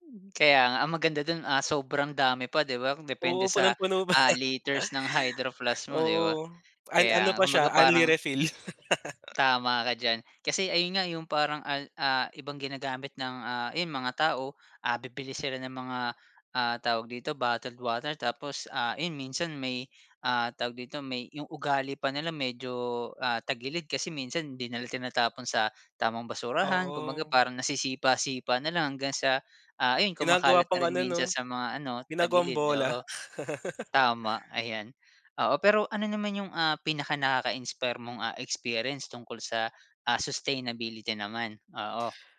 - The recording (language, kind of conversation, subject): Filipino, podcast, Ano ang simpleng paraan para bawasan ang paggamit ng plastik sa araw-araw?
- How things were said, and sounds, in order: laugh; laugh; laugh